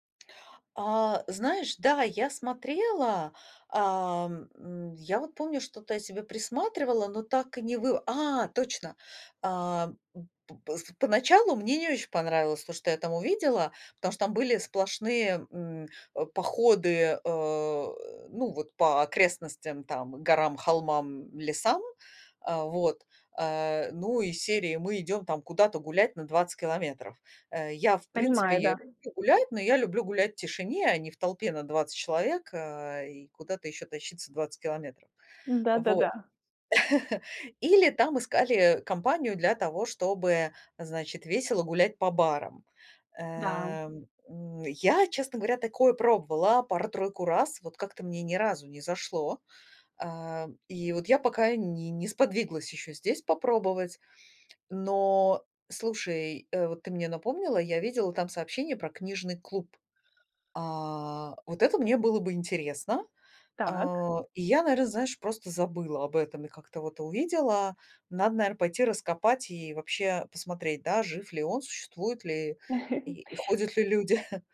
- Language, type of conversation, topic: Russian, advice, Что делать, если после переезда вы чувствуете потерю привычной среды?
- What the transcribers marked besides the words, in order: chuckle; chuckle